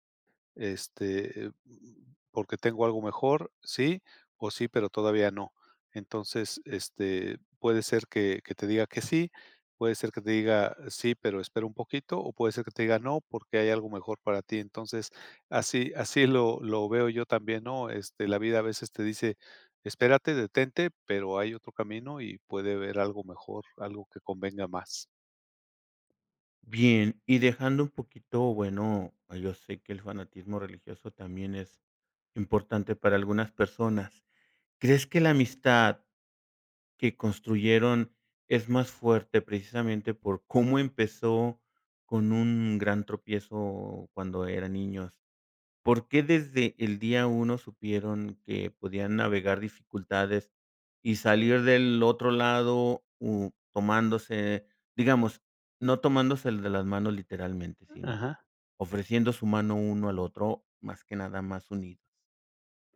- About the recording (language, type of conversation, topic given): Spanish, podcast, ¿Alguna vez un error te llevó a algo mejor?
- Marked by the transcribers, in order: none